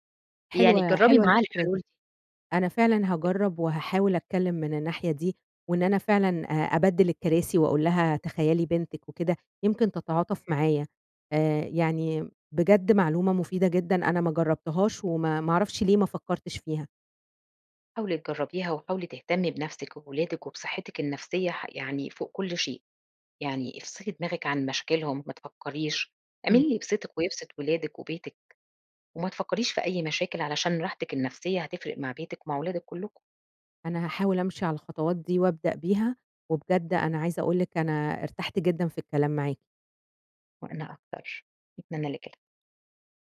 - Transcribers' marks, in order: tapping
- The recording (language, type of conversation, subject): Arabic, advice, إزاي ضغوط العيلة عشان أمشي مع التقاليد بتخلّيني مش عارفة أكون على طبيعتي؟